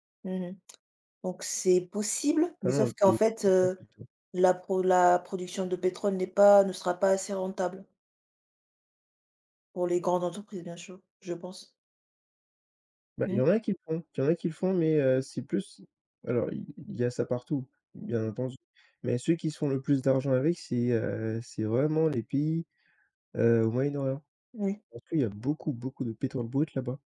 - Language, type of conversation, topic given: French, unstructured, Pourquoi certaines entreprises refusent-elles de changer leurs pratiques polluantes ?
- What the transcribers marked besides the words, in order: other noise; other background noise